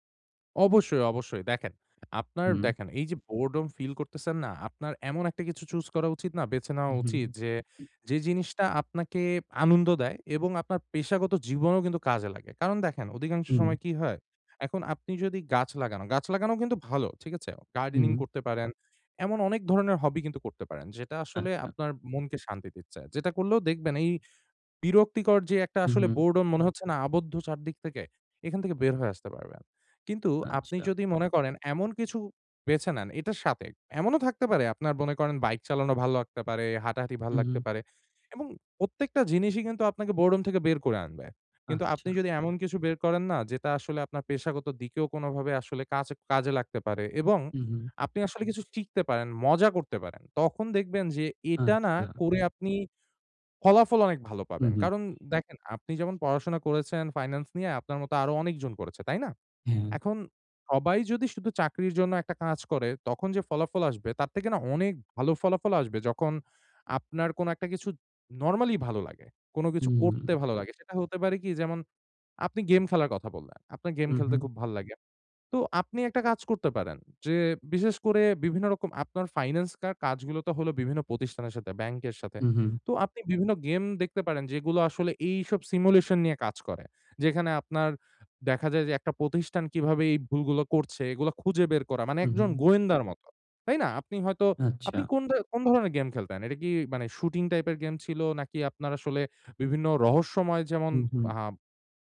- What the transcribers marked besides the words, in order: in English: "boredom"; in English: "boredom"; in English: "boredom"; horn; in English: "simulation"
- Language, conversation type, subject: Bengali, advice, বোর হয়ে গেলে কীভাবে মনোযোগ ফিরে আনবেন?